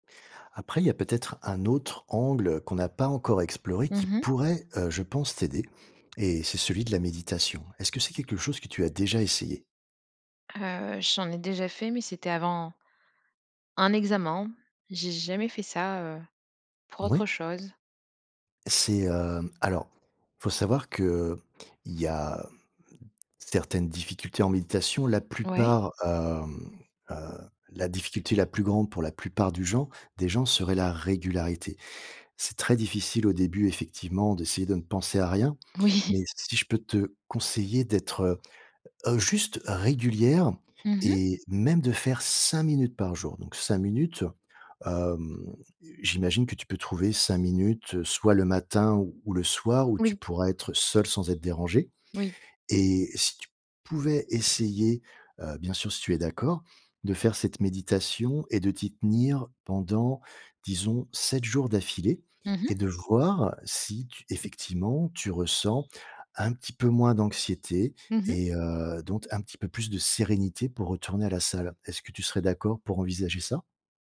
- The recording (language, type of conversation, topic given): French, advice, Comment gérer l’anxiété à la salle de sport liée au regard des autres ?
- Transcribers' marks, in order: other background noise; laughing while speaking: "Oui"